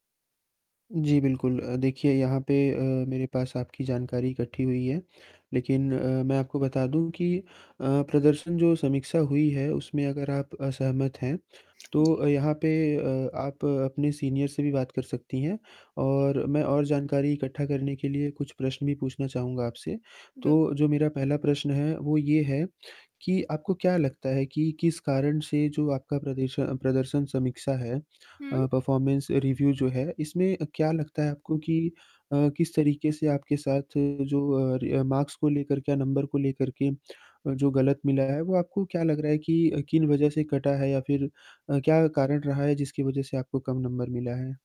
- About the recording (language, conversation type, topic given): Hindi, advice, आप अपनी प्रदर्शन समीक्षा के किन बिंदुओं से असहमत हैं?
- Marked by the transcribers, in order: static; in English: "सीनियर"; in English: "परफॉर्मेंस रिव्यू"; distorted speech; in English: "मार्क्स"